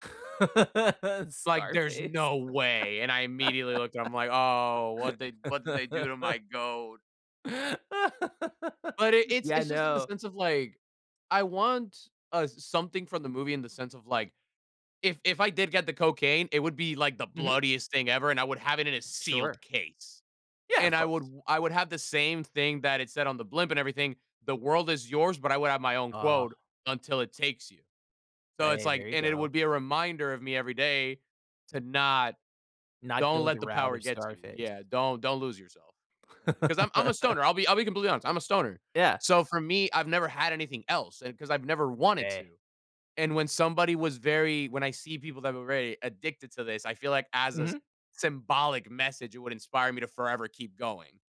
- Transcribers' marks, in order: laugh; laugh; laugh
- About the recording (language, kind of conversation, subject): English, unstructured, What film prop should I borrow, and how would I use it?